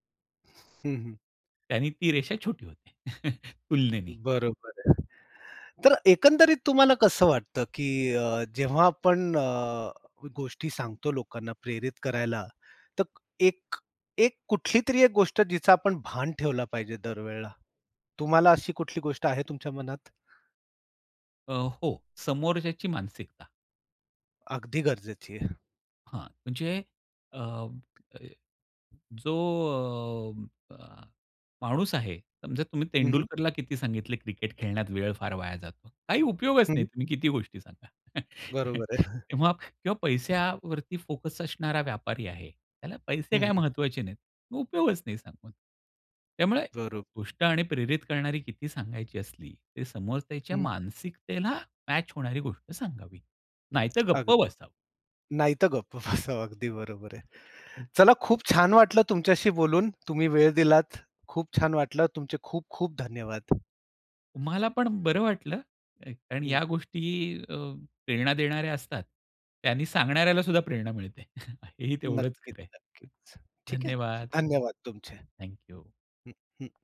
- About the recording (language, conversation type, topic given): Marathi, podcast, लोकांना प्रेरणा देणारी कथा तुम्ही कशी सांगता?
- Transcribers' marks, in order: other background noise; chuckle; other noise; tapping; chuckle; laughing while speaking: "गप्प बसावं"